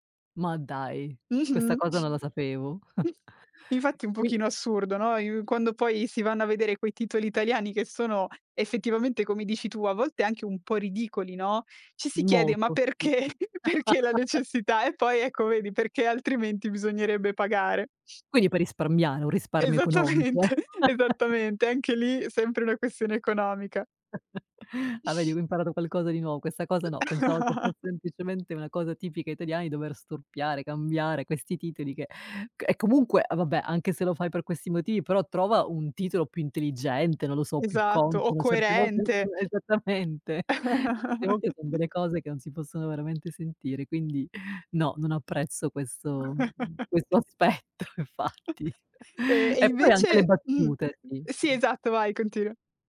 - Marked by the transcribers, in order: chuckle; chuckle; laughing while speaking: "perché perché la necessità"; laugh; laughing while speaking: "Esattamente, esattamente"; laugh; laugh; giggle; other background noise; laugh; laughing while speaking: "esattamente"; giggle; chuckle; laughing while speaking: "aspetto infatti"; unintelligible speech
- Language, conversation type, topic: Italian, podcast, Cosa ne pensi delle produzioni internazionali doppiate o sottotitolate?